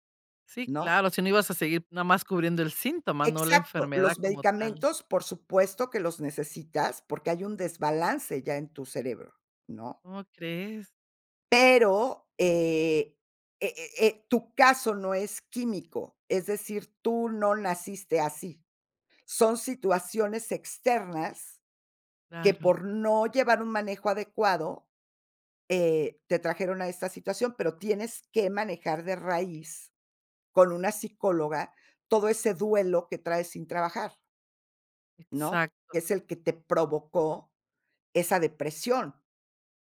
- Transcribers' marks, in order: tapping
- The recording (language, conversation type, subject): Spanish, podcast, ¿Cuándo decides pedir ayuda profesional en lugar de a tus amigos?